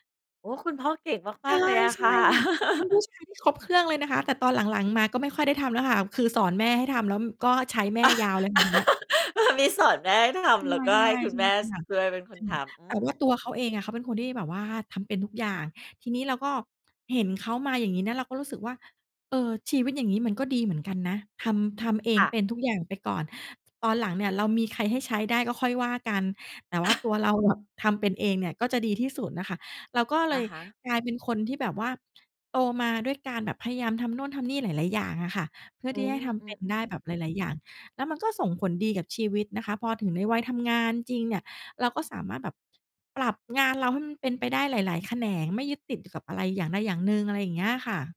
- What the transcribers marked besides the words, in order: laugh; laugh; laughing while speaking: "มีสอนแม่ให้ทำ แล้วก็ให้คุณแม่ ส ช่วยเป็นคนทำ"; sneeze
- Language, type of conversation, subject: Thai, podcast, คุณวัดความสำเร็จในชีวิตยังไงบ้าง?